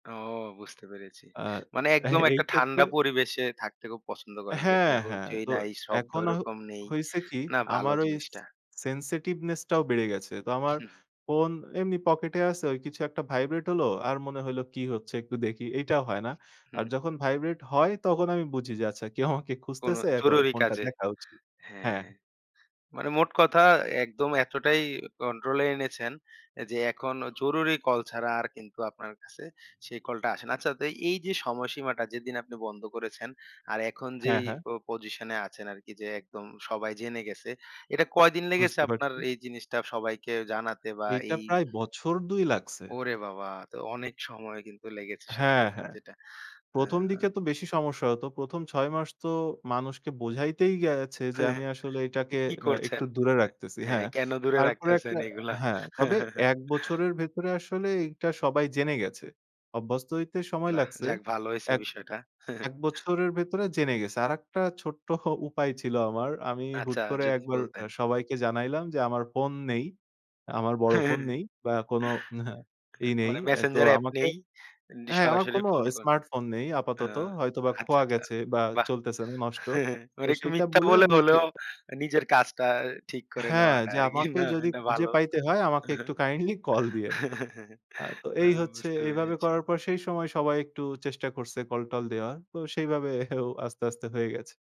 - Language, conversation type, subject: Bengali, podcast, কাজের সময় নোটিফিকেশন কীভাবে নিয়ন্ত্রণ করবেন?
- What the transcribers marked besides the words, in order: "ক্ষেত্রে" said as "কেত্রে"; in English: "sensitiveness"; other background noise; chuckle; chuckle; chuckle; chuckle; "এমনি" said as "এন্ডি"; chuckle; laughing while speaking: "না এটা ভালো। না বুঝতে পেরেছি"; chuckle; "ভাবও" said as "বাবেও"